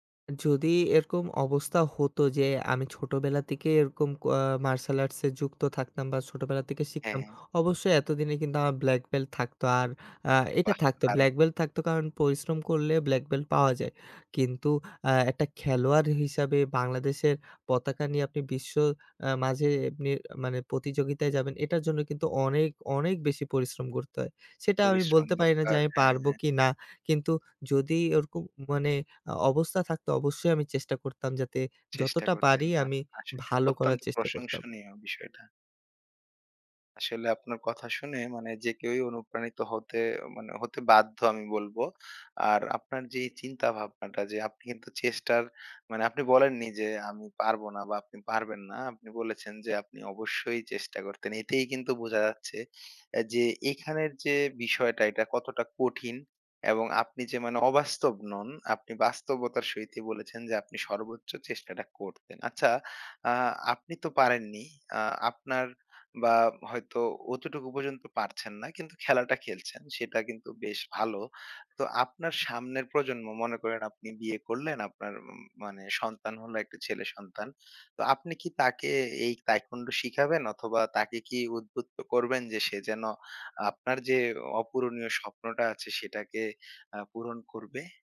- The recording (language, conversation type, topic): Bengali, podcast, আপনি ব্যর্থতাকে সফলতার অংশ হিসেবে কীভাবে দেখেন?
- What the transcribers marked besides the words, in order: "বেল্ট" said as "বেল"; in English: "taekwondo"